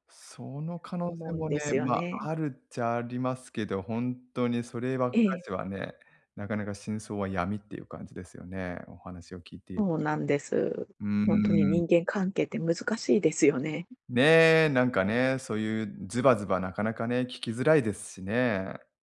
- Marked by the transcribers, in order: other background noise
- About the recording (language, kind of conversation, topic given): Japanese, advice, 相手の立場が分からず話がかみ合わないとき、どうすれば理解できますか？